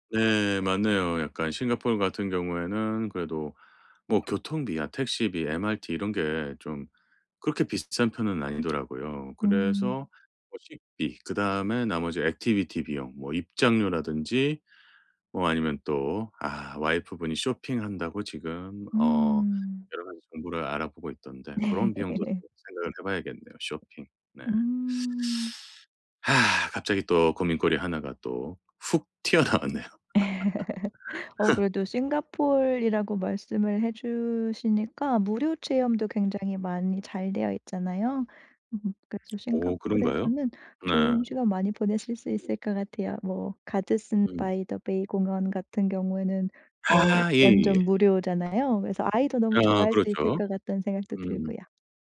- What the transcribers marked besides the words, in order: other background noise; laughing while speaking: "네"; laugh; tapping; teeth sucking; laugh; laughing while speaking: "튀어나왔네요"; laugh
- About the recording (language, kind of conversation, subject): Korean, advice, 여행 예산을 잘 세우고 비용을 절약하려면 어떻게 해야 하나요?